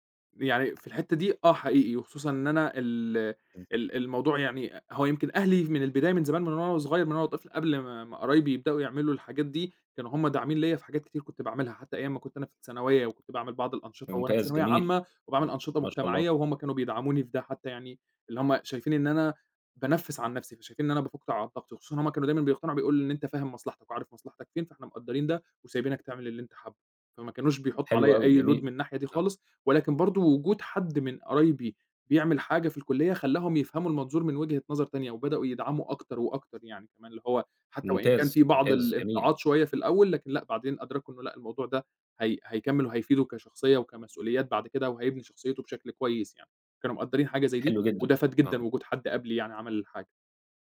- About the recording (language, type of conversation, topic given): Arabic, podcast, إيه دور أصحابك وعيلتك في دعم إبداعك؟
- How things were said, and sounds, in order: tapping; in English: "load"